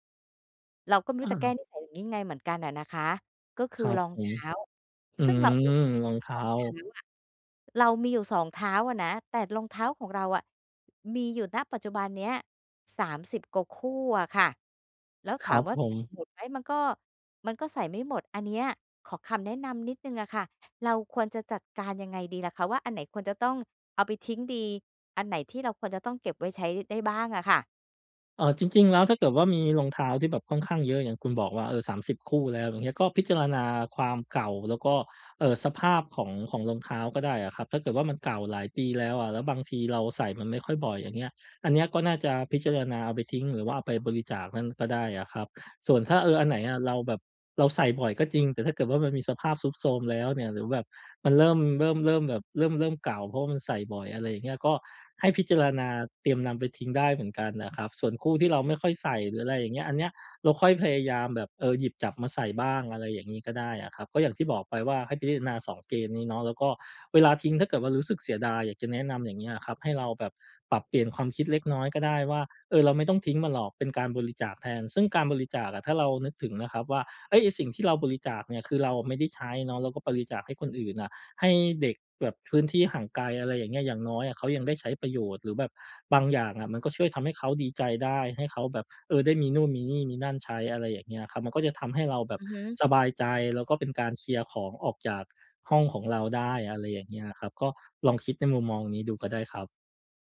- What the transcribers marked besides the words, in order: none
- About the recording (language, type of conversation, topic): Thai, advice, ควรตัดสินใจอย่างไรว่าอะไรควรเก็บไว้หรือทิ้งเมื่อเป็นของที่ไม่ค่อยได้ใช้?